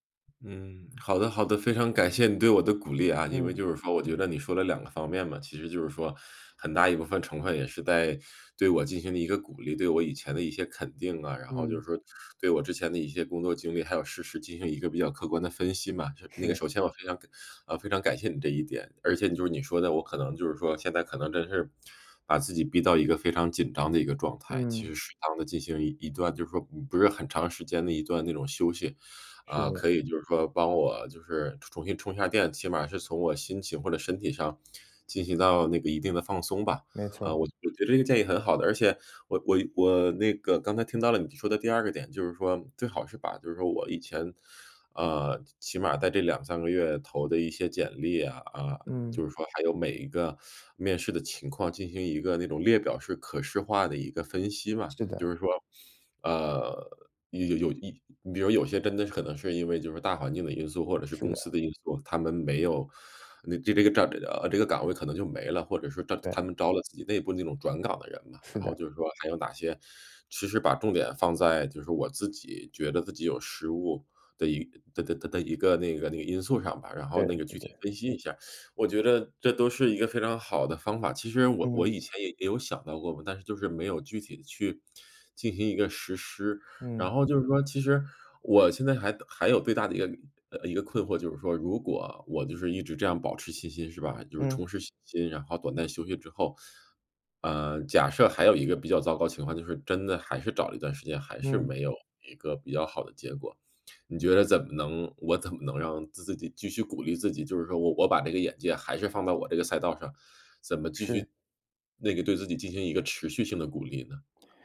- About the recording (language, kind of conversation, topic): Chinese, advice, 我该如何面对一次次失败，仍然不轻易放弃？
- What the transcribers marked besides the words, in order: other background noise; teeth sucking; teeth sucking